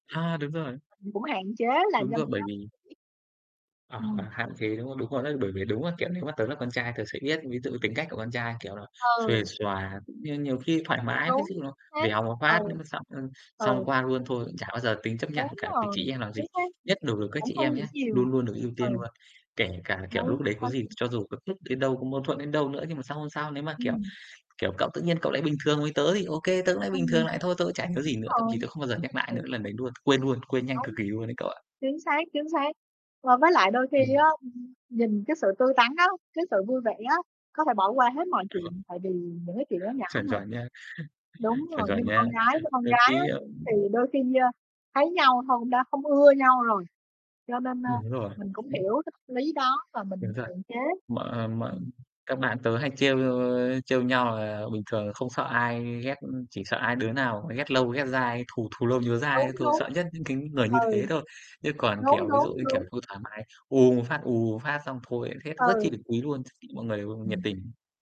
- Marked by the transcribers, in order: distorted speech; "đó" said as "gó"; unintelligible speech; other background noise; tapping; unintelligible speech; chuckle; unintelligible speech; unintelligible speech
- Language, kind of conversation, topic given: Vietnamese, unstructured, Bạn thường làm gì khi xảy ra mâu thuẫn với bạn bè?